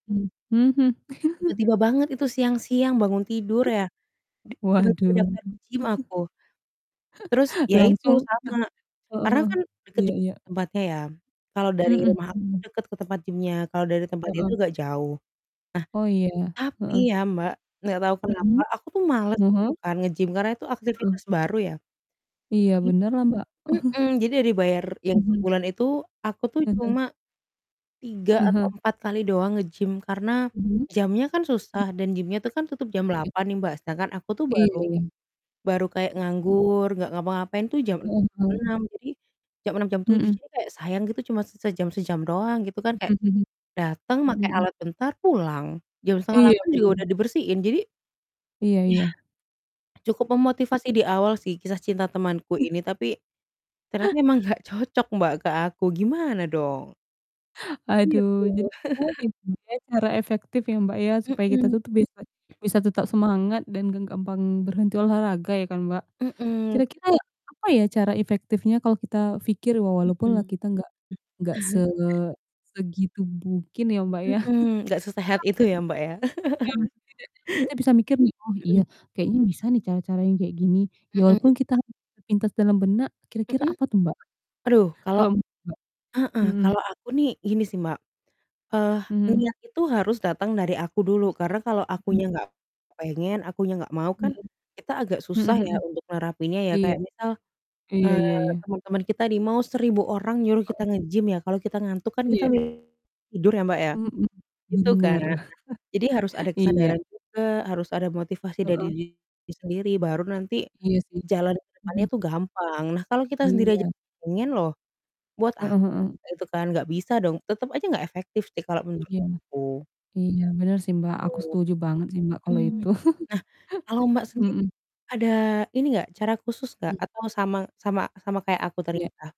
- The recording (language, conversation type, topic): Indonesian, unstructured, Apa yang biasanya membuat orang sulit konsisten berolahraga?
- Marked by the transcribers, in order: distorted speech; static; chuckle; laughing while speaking: "Waduh"; chuckle; chuckle; chuckle; chuckle; tapping; chuckle; "mungkin" said as "bukin"; chuckle; unintelligible speech; chuckle; unintelligible speech; "nerapinnya" said as "narapinya"; mechanical hum; chuckle; chuckle; other background noise